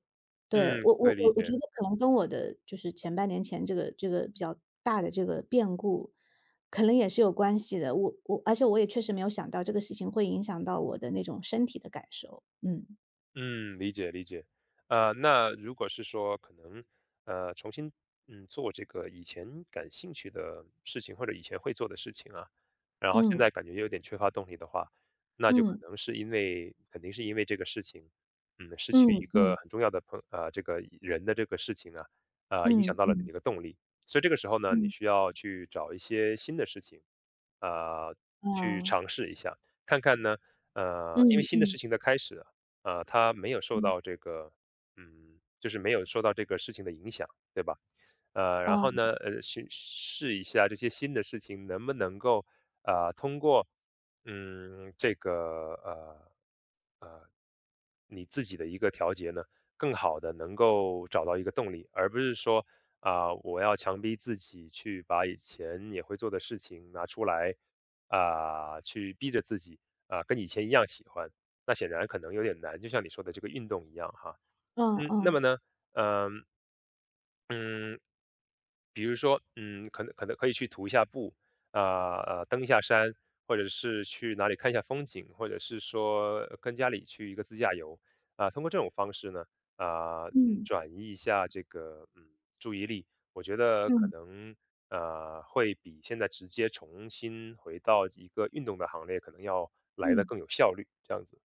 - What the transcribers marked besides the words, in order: other background noise
- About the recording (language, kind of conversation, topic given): Chinese, advice, 为什么我在经历失去或突发变故时会感到麻木，甚至难以接受？
- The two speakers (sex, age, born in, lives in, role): female, 40-44, China, United States, user; male, 30-34, China, United States, advisor